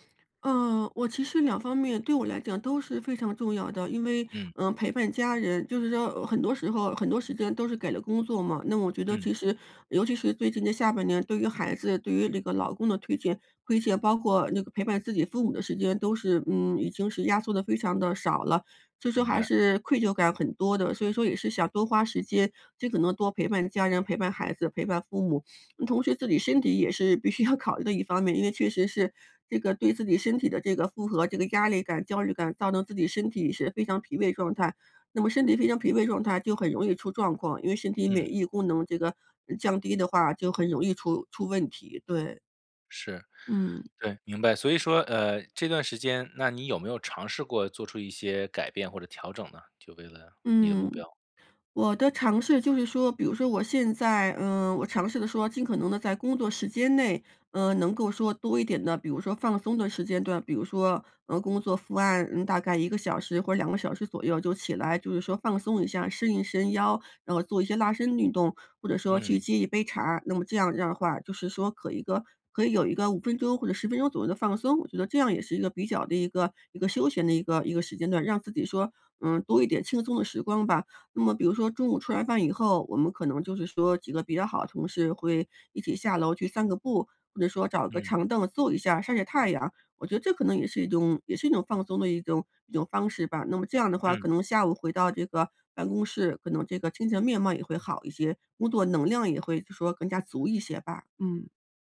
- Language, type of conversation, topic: Chinese, advice, 在家休息时难以放松身心
- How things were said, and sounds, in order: laughing while speaking: "要"